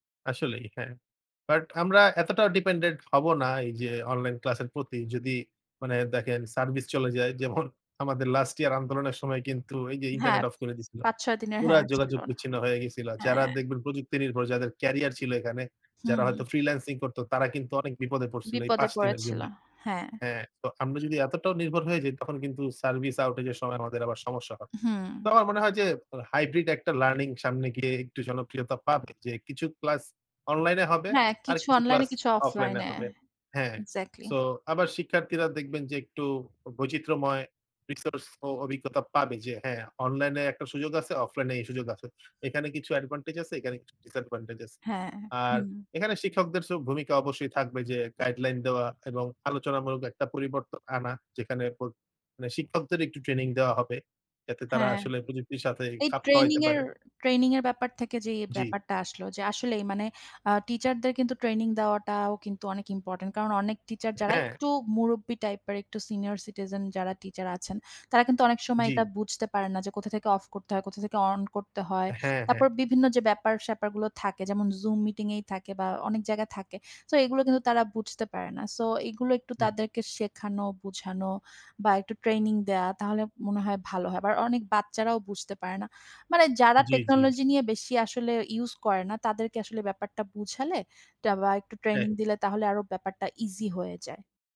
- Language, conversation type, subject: Bengali, unstructured, অনলাইনে পড়াশোনার সুবিধা ও অসুবিধা কী কী?
- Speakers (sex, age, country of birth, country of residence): female, 30-34, Bangladesh, Bangladesh; male, 20-24, Bangladesh, Bangladesh
- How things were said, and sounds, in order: other background noise; tapping